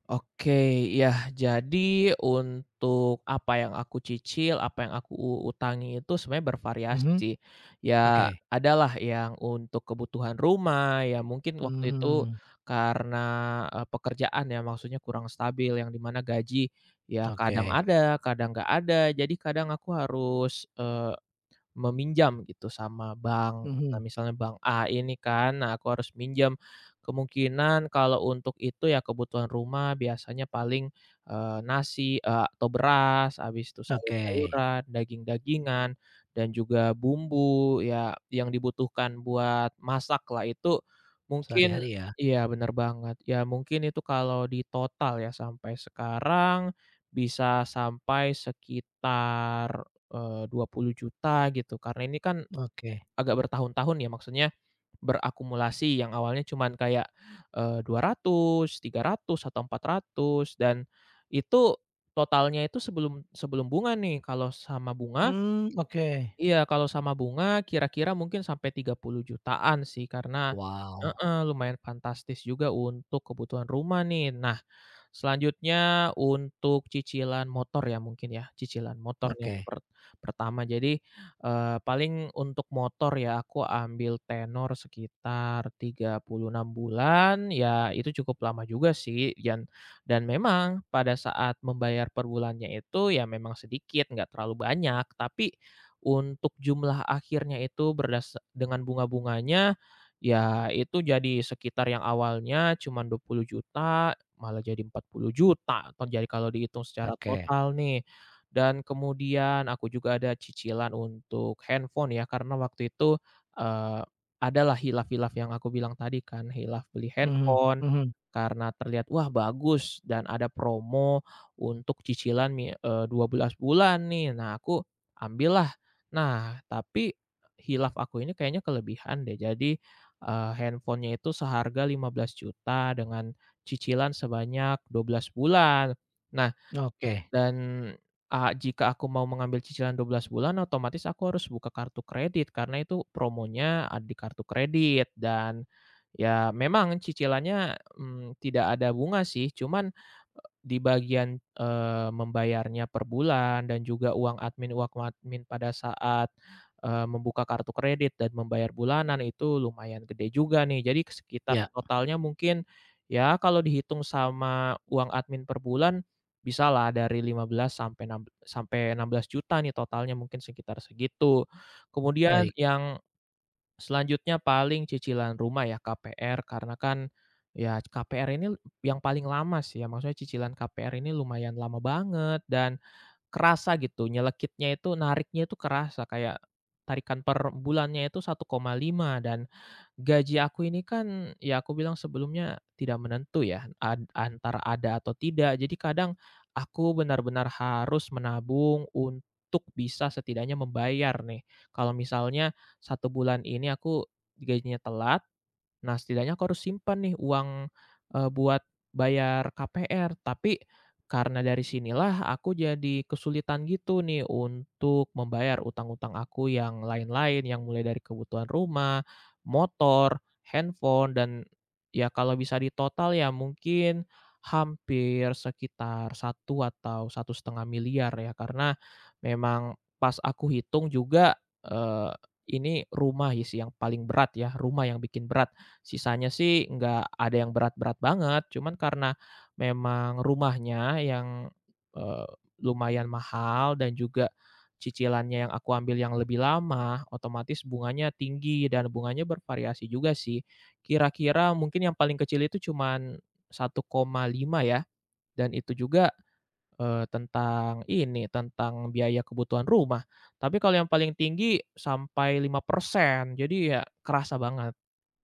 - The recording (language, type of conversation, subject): Indonesian, advice, Bingung memilih melunasi utang atau mulai menabung dan berinvestasi
- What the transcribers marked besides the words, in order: tapping; "sih" said as "isih"